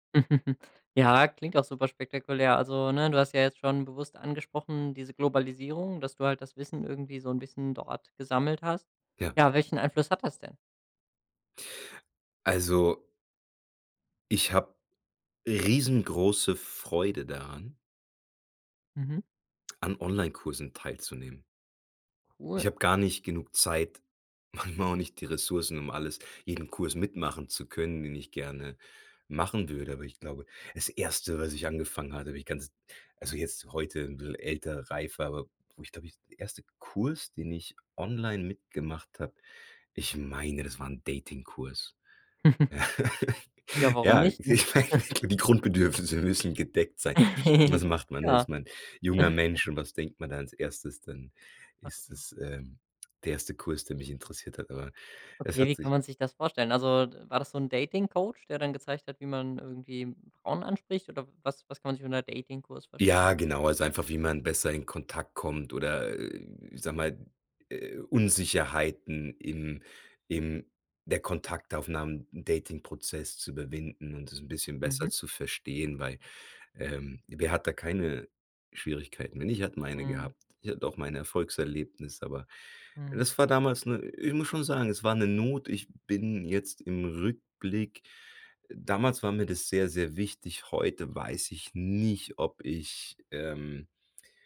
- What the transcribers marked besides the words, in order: chuckle; chuckle; laugh; laughing while speaking: "ich meine, die Grundbedürfnisse müssen gedeckt sein"; chuckle; giggle; chuckle
- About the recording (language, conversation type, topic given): German, podcast, Wie nutzt du Technik fürs lebenslange Lernen?